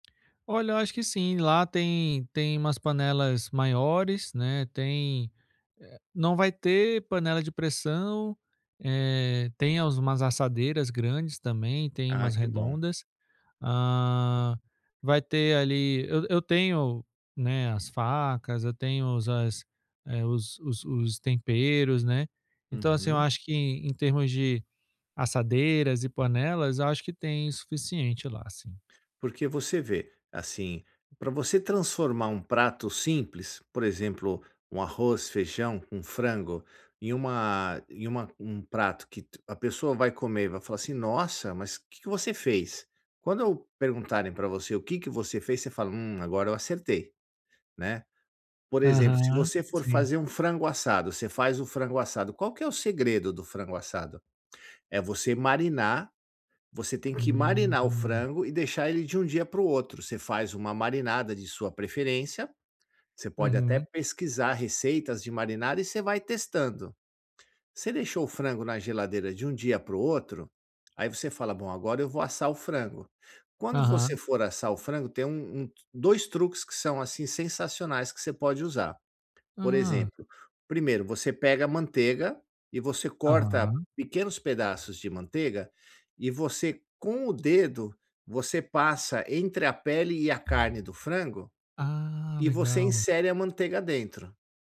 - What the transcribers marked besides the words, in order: tapping
- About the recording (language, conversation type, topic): Portuguese, advice, Como posso ganhar confiança para cozinhar todos os dias?